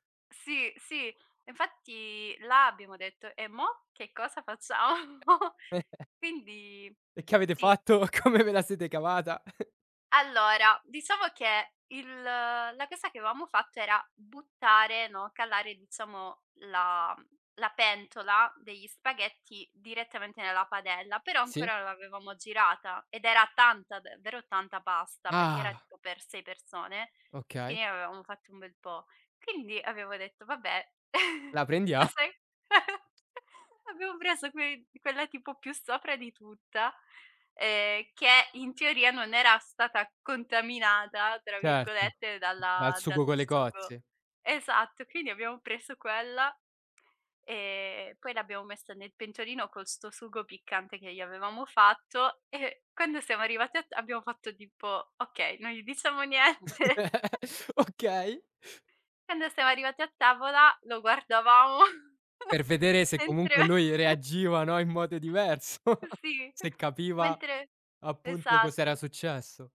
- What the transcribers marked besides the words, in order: chuckle; laughing while speaking: "facciamo?"; laughing while speaking: "fatto? Come"; chuckle; "quindi" said as "quini"; laughing while speaking: "prendia"; chuckle; other background noise; "quindi" said as "chindi"; laughing while speaking: "diciamo niente"; laugh; laughing while speaking: "Okay"; chuckle; laughing while speaking: "guardavamo"; chuckle; laughing while speaking: "diverso"; chuckle
- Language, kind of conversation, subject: Italian, podcast, Raccontami di un momento in cui hai dovuto improvvisare e ce l'hai fatta?